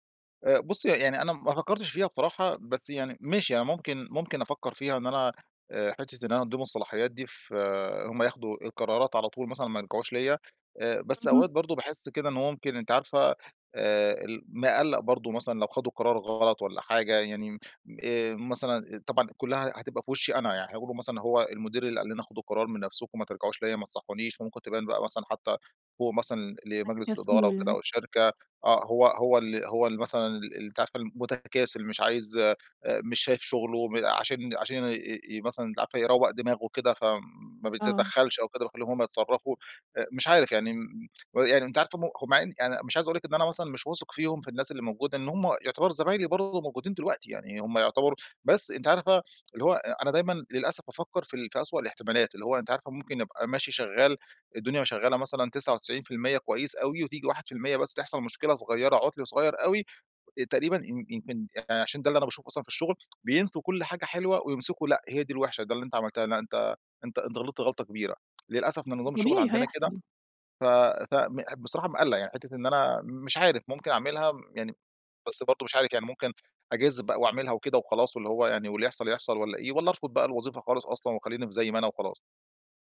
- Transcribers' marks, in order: unintelligible speech; other background noise; tapping
- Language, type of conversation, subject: Arabic, advice, إزاي أقرر أقبل ترقية بمسؤوليات زيادة وأنا متردد؟